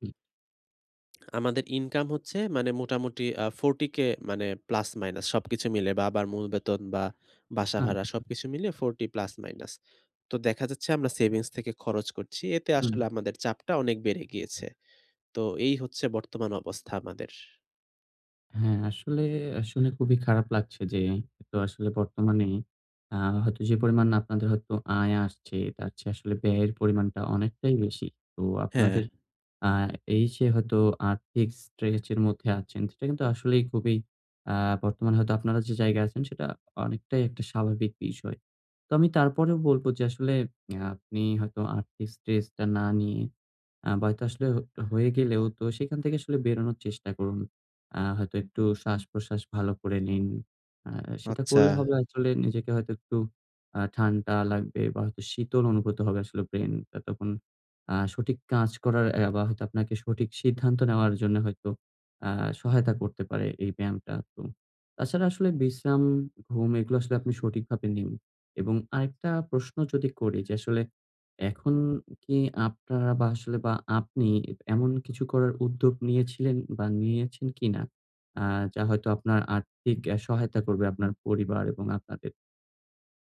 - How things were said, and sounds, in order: lip smack; tapping; other background noise; "আর্থিক" said as "আর্থি"; "তাছাড়া" said as "আছাড়া"
- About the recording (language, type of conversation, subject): Bengali, advice, আর্থিক চাপ বেড়ে গেলে আমি কীভাবে মানসিক শান্তি বজায় রেখে তা সামলাতে পারি?